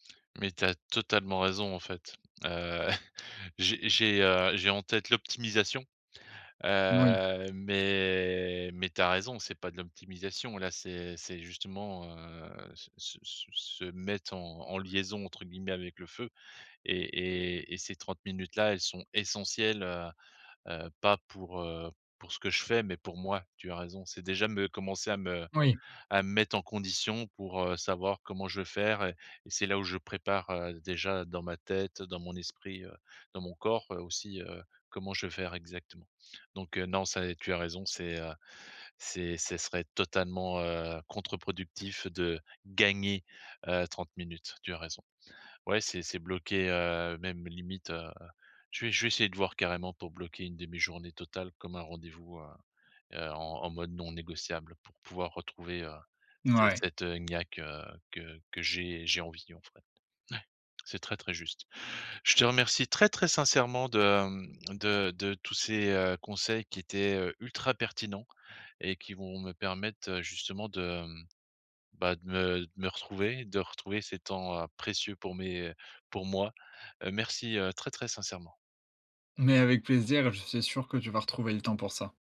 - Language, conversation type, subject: French, advice, Comment trouver du temps pour mes passions malgré un emploi du temps chargé ?
- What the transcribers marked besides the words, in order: chuckle; drawn out: "Heu, mais"; drawn out: "heu"